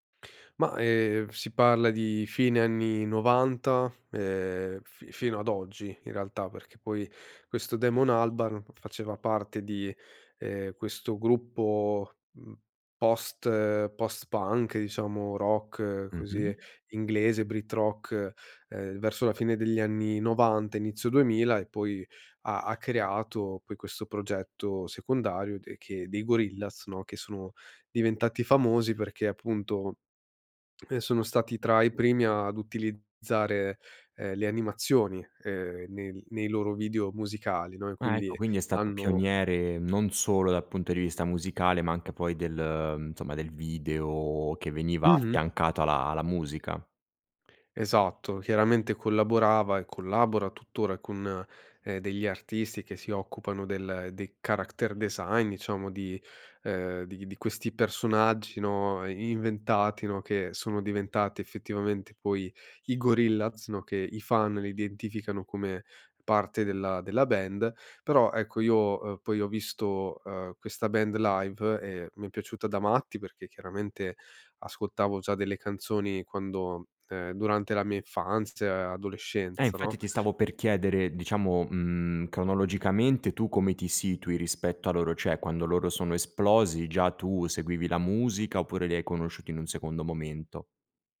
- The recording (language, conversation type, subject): Italian, podcast, Ci parli di un artista che unisce culture diverse nella sua musica?
- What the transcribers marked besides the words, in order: other background noise; tapping; in English: "brit"; "insomma" said as "nsomma"; in English: "character"; "cioè" said as "ceh"